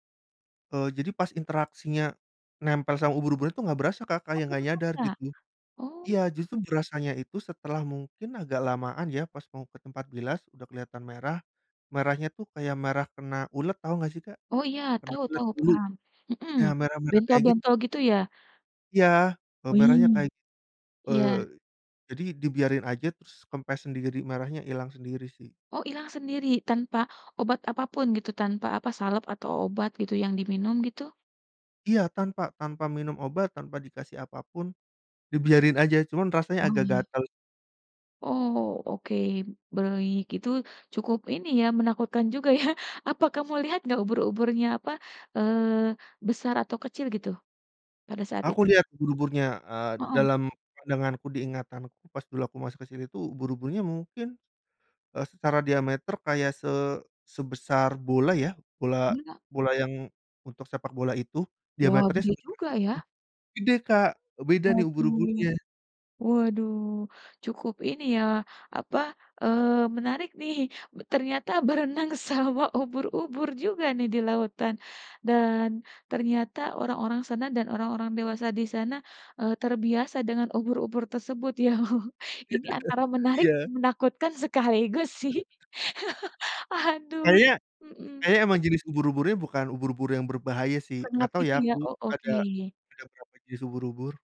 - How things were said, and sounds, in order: "Oke" said as "oye"; laughing while speaking: "ya"; laughing while speaking: "berenang sama"; chuckle; other background noise; laughing while speaking: "sih"; chuckle
- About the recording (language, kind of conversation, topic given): Indonesian, podcast, Kenangan masa kecil apa di alam yang masih membuat kamu tersenyum sampai sekarang?